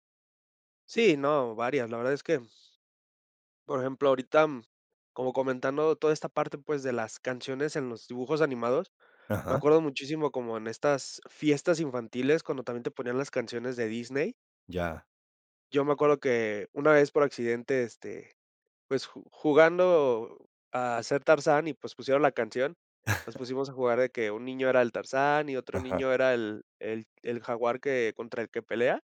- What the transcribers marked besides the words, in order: laugh
- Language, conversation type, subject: Spanish, podcast, ¿Qué música te marcó cuando eras niño?